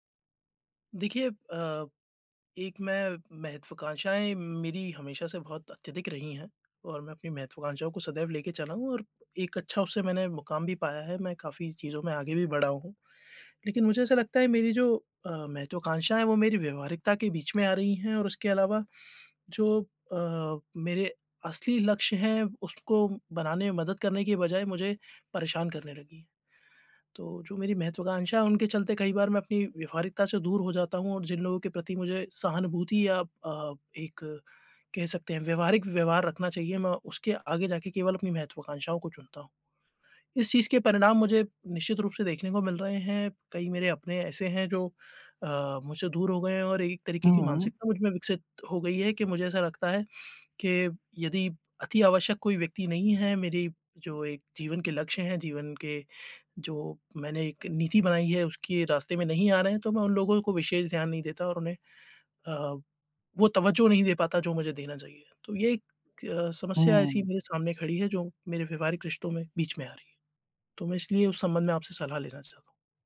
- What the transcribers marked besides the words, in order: none
- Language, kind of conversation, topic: Hindi, advice, क्या अत्यधिक महत्वाकांक्षा और व्यवहारिकता के बीच संतुलन बनाकर मैं अपने लक्ष्यों को बेहतर ढंग से हासिल कर सकता/सकती हूँ?